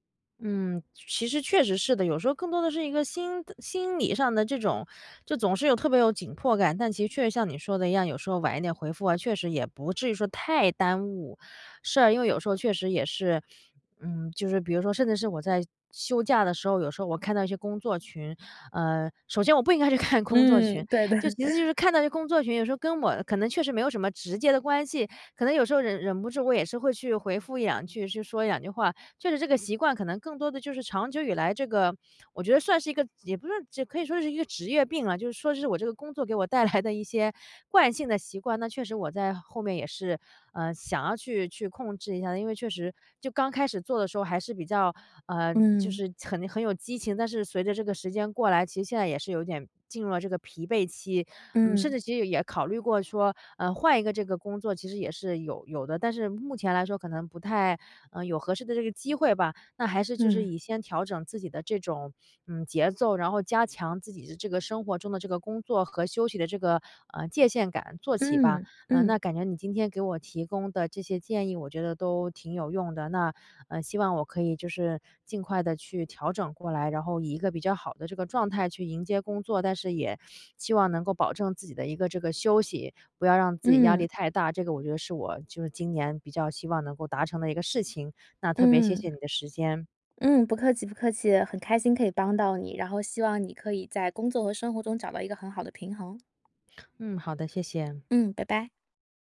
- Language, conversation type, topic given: Chinese, advice, 我怎样才能更好地区分工作和生活？
- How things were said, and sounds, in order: laughing while speaking: "我不应该去看工作群"; laughing while speaking: "对的"; laugh; laughing while speaking: "带来的"